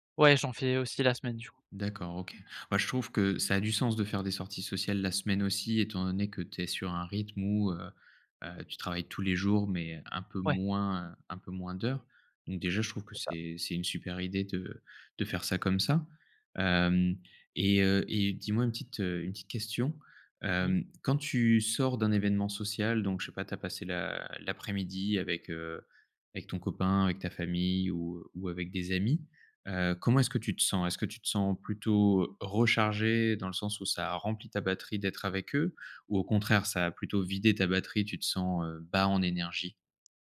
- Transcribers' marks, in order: other animal sound; stressed: "rechargé"; stressed: "bas"
- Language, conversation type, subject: French, advice, Comment concilier les sorties sociales et le besoin de repos pendant vos week-ends ?